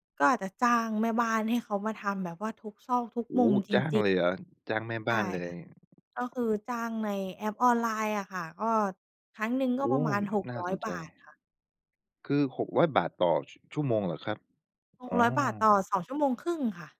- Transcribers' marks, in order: other background noise
- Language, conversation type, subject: Thai, podcast, ตอนมีแขกมาบ้าน คุณเตรียมบ้านยังไงบ้าง?